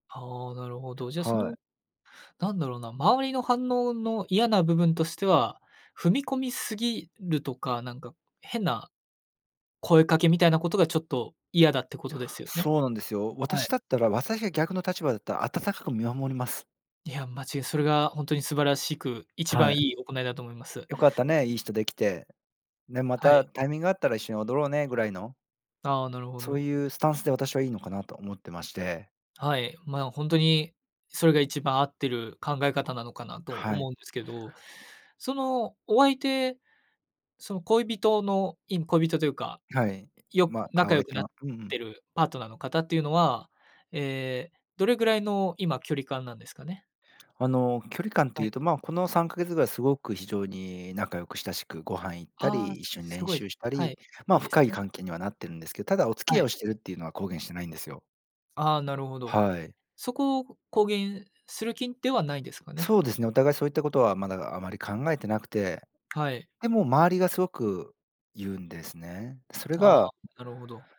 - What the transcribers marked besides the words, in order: "相手" said as "あわいて"
- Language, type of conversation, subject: Japanese, advice, 友情と恋愛を両立させるうえで、どちらを優先すべきか迷ったときはどうすればいいですか？